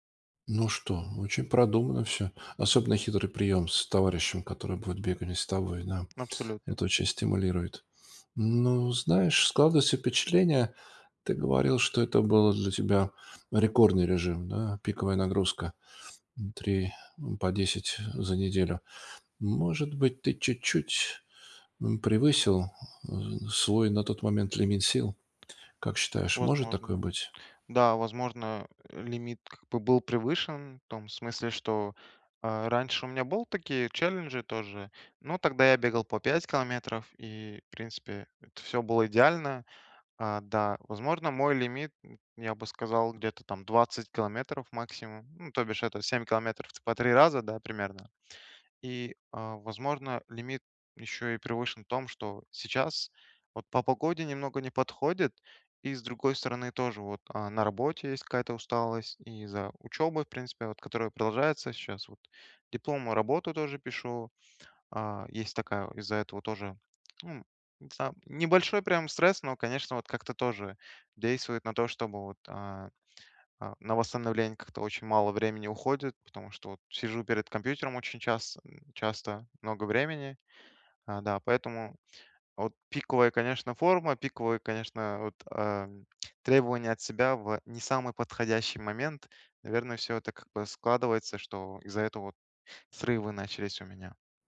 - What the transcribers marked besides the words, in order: tapping; other background noise; in English: "челленджи"
- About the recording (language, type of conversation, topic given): Russian, advice, Как восстановиться после срыва, не впадая в отчаяние?